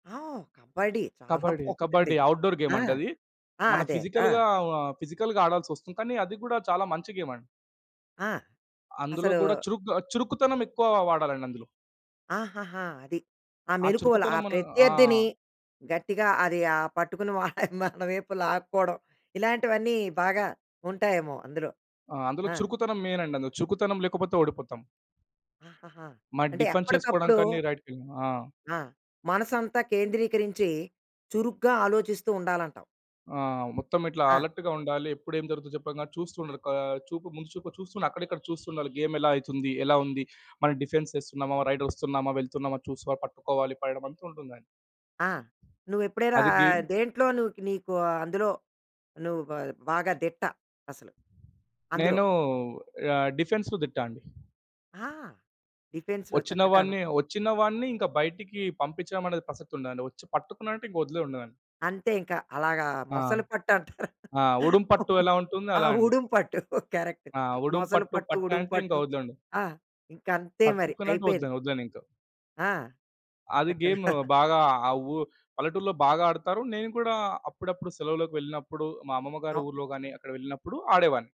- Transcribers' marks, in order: laughing while speaking: "బావుంటుంది"; in English: "అవుట్‌డోర్"; in English: "ఫిజికల్‌గా ఫిజికల్‌గా"; other background noise; laughing while speaking: "మన వైపు"; in English: "డిఫెన్స్"; in English: "రైట్‌వి"; in English: "అలర్ట్‌గా"; horn; in English: "గేమ్"; in English: "డిఫెన్స్"; in English: "రైట్"; in English: "గేమ్"; tapping; in English: "డిఫెన్స్‌లో"; laughing while speaking: "అంటారు. ఆ! ఉడుం పట్టు"; chuckle; in English: "గేమ్"
- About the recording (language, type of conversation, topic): Telugu, podcast, ఆటల ద్వారా సృజనాత్మకత ఎలా పెరుగుతుంది?